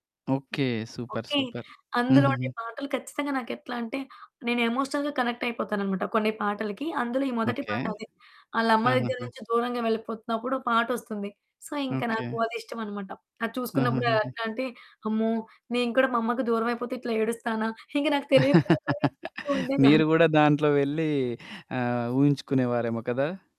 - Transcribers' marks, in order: other background noise; in English: "ఎమోషనల్‌గా కనెక్ట్"; in English: "సో"; distorted speech; laugh
- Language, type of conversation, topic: Telugu, podcast, మీ జీవితానికి నేపథ్యగీతంలా అనిపించే పాట ఏదైనా ఉందా?